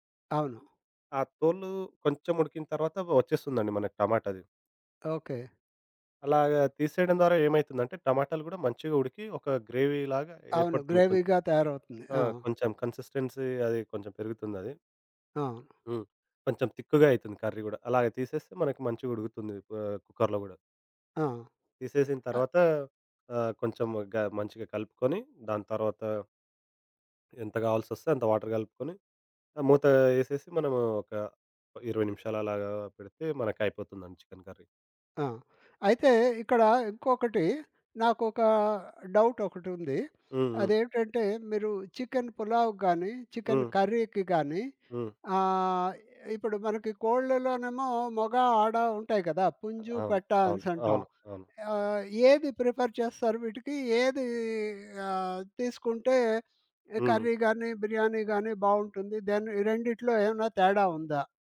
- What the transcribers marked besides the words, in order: in English: "గ్రేవీలాగా"; in English: "గ్రేవీగా"; in English: "కన్సిస్టెన్సీ"; other background noise; in English: "కర్రీ"; in English: "వాటర్"; in English: "కర్రీ"; in English: "డౌట్"; in English: "చికెన్ కర్రీకి"; in English: "ప్రిఫర్"; in English: "కర్రీ"
- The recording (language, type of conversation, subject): Telugu, podcast, వంటను కలిసి చేయడం మీ ఇంటికి ఎలాంటి ఆత్మీయ వాతావరణాన్ని తెస్తుంది?